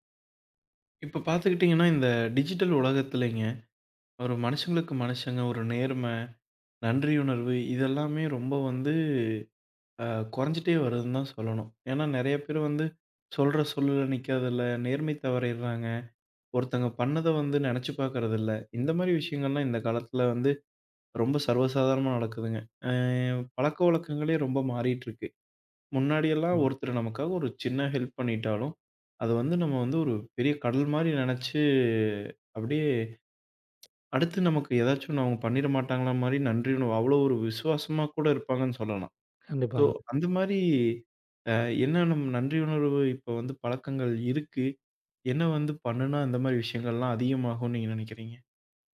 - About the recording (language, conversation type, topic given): Tamil, podcast, நாள்தோறும் நன்றியுணர்வு பழக்கத்தை நீங்கள் எப்படி உருவாக்கினீர்கள்?
- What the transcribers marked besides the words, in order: in English: "டிஜிட்டல்"; drawn out: "ஆவ்"; in English: "ஹெல்ப்"; drawn out: "நினைச்சு"; tsk; "நன்றியுணர்வு" said as "நன்றிஉணவு"; in English: "ஸோ"; drawn out: "மாரி"